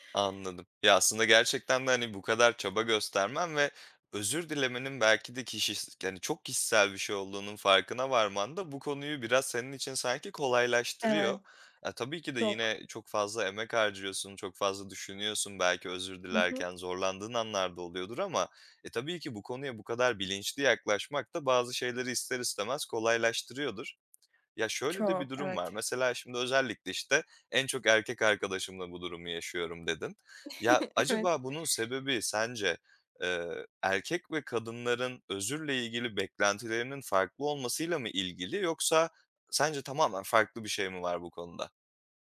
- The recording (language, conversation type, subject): Turkish, podcast, Birine içtenlikle nasıl özür dilersin?
- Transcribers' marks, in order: other background noise; laughing while speaking: "Evet"